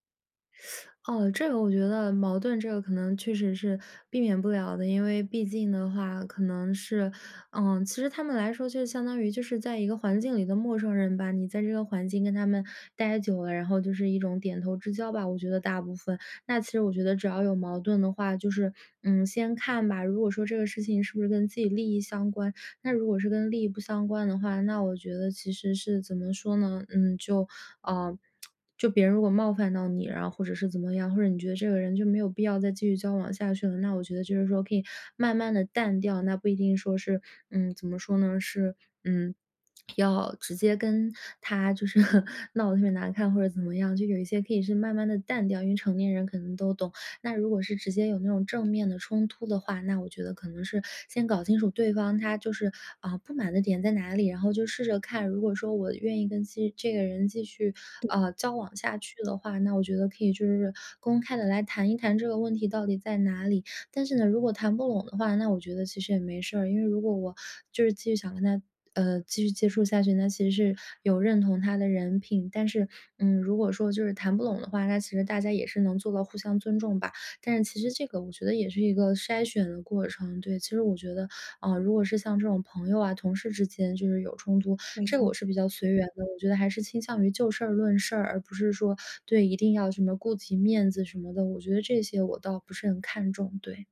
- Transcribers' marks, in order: teeth sucking; tsk; chuckle; other background noise
- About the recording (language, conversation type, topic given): Chinese, podcast, 你平时如何在回应别人的期待和坚持自己的愿望之间找到平衡？